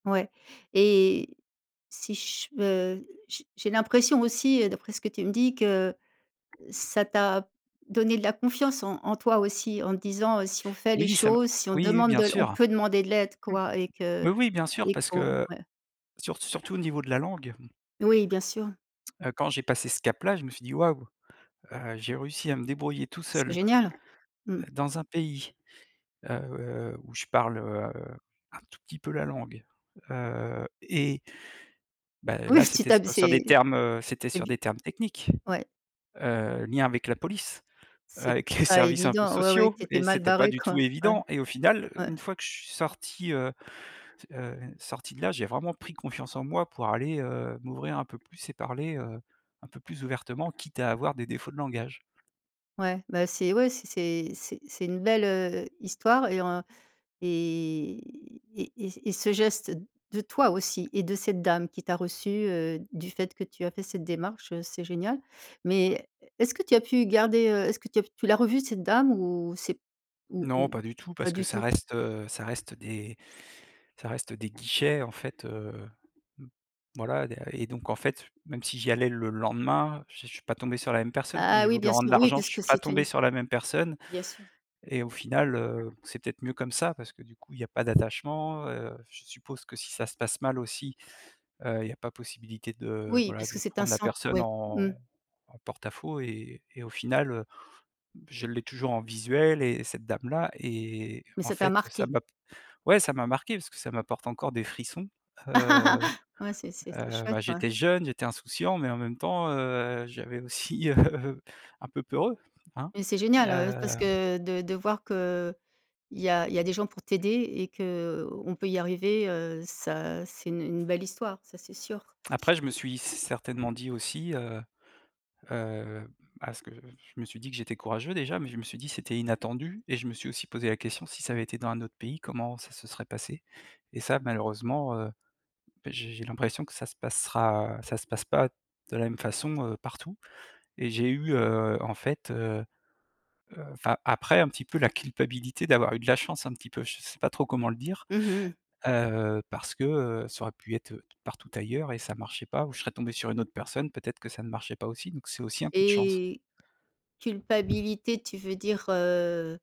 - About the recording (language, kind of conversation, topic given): French, podcast, Quel geste de bonté t’a vraiment marqué ?
- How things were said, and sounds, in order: tapping; other background noise; laughing while speaking: "Oui, tu t'hab"; laughing while speaking: "avec les services un peu sociaux"; laugh; chuckle